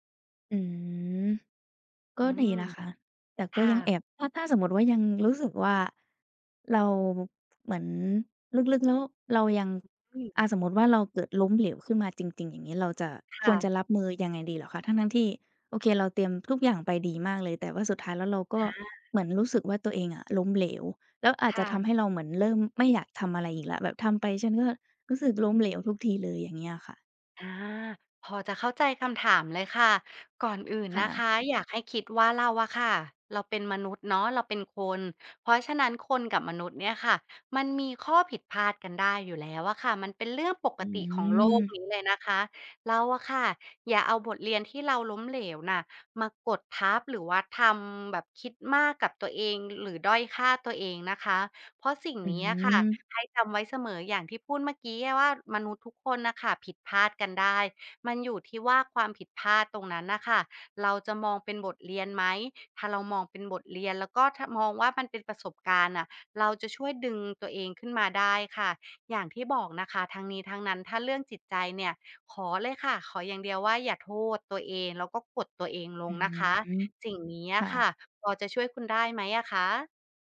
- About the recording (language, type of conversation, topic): Thai, advice, คุณรู้สึกกลัวความล้มเหลวจนไม่กล้าเริ่มลงมือทำอย่างไร
- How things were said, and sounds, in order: drawn out: "อืม"; tapping; other background noise